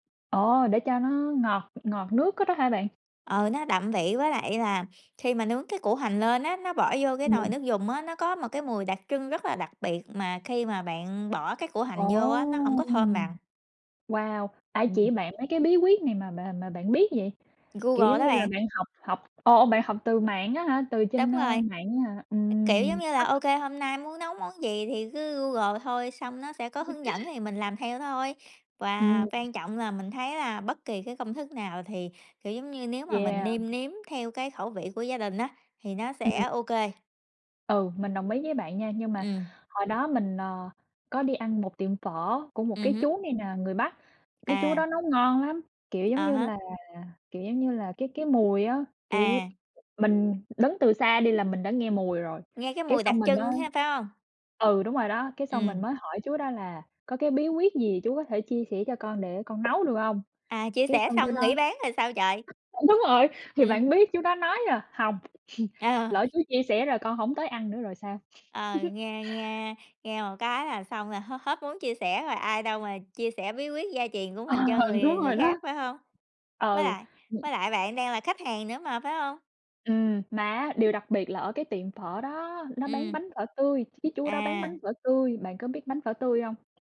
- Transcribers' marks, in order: tapping; other background noise; unintelligible speech; chuckle; chuckle; chuckle
- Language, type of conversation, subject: Vietnamese, unstructured, Bạn đã học nấu phở như thế nào?